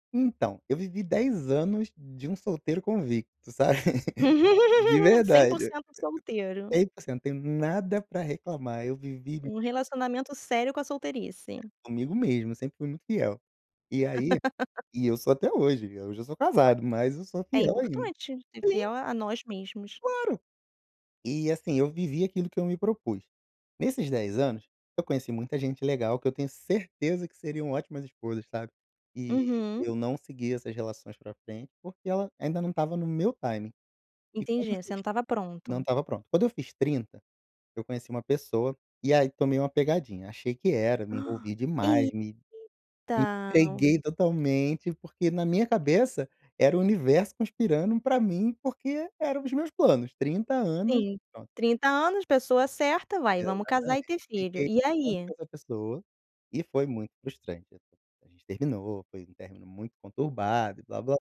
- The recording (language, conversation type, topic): Portuguese, podcast, Quando faz sentido ter filhos agora ou adiar a decisão?
- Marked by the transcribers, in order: laugh; other background noise; laugh; in English: "timing"; gasp; drawn out: "Eita"